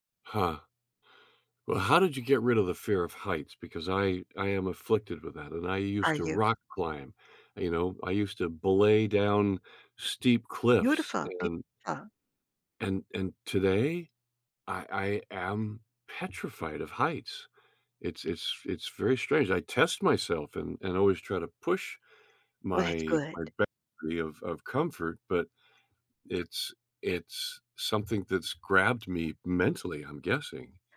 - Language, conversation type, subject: English, unstructured, How do I notice and shift a small belief that's limiting me?
- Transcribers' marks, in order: tapping